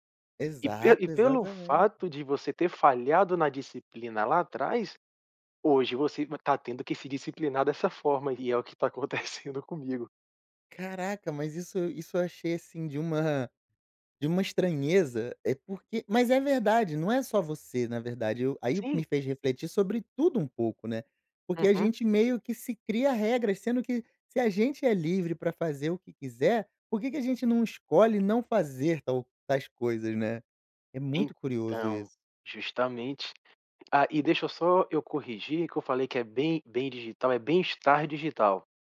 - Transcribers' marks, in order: none
- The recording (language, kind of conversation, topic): Portuguese, podcast, Como você evita distrações no celular enquanto trabalha?